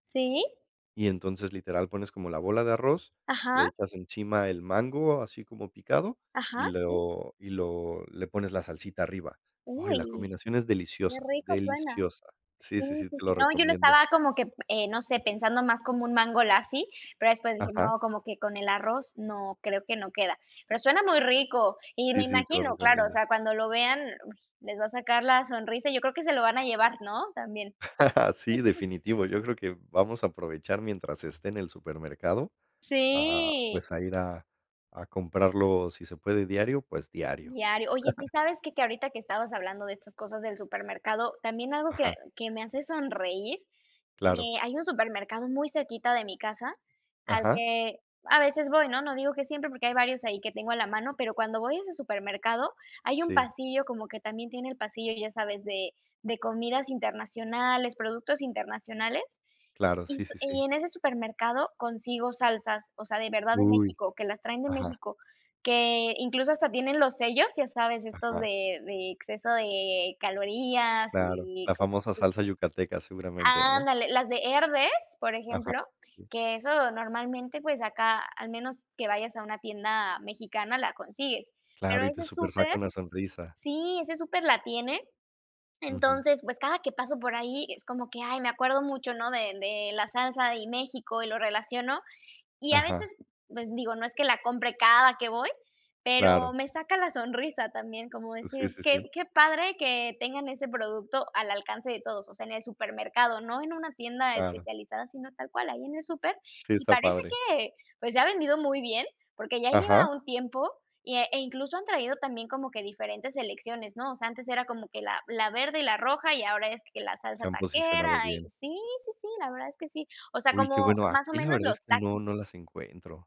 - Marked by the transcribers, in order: laugh; chuckle; drawn out: "Sí"; chuckle; tapping
- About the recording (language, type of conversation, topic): Spanish, unstructured, ¿Qué te hace sonreír sin importar el día que tengas?